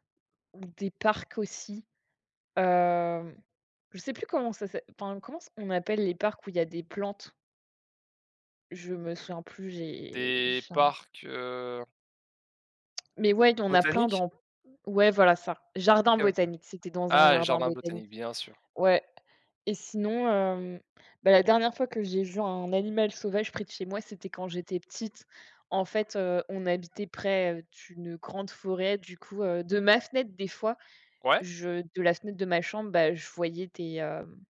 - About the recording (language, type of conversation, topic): French, unstructured, As-tu déjà vu un animal sauvage près de chez toi ?
- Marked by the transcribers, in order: other background noise